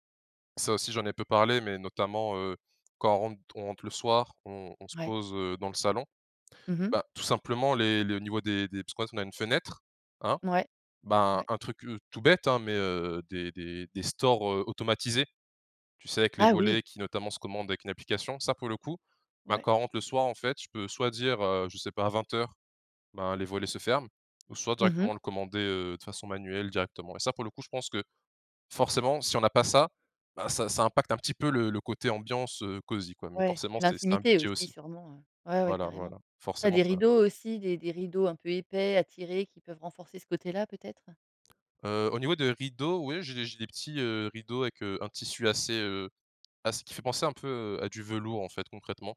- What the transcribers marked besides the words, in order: unintelligible speech
- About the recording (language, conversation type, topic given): French, podcast, Comment rends-tu ton salon plus cosy le soir ?